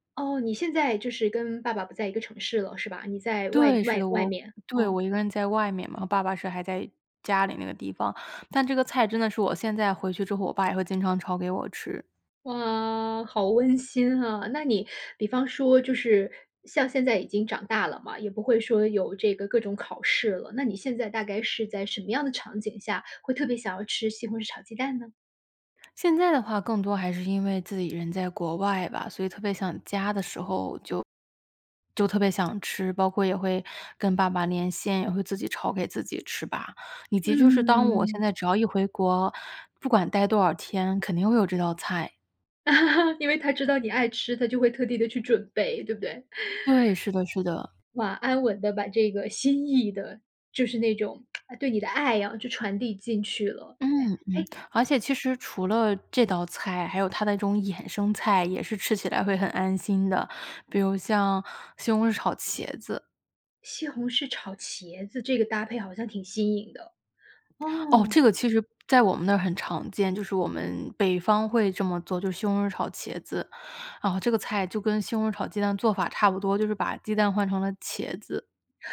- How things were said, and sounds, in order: tapping; chuckle; inhale; lip smack
- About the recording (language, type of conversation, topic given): Chinese, podcast, 小时候哪道菜最能让你安心？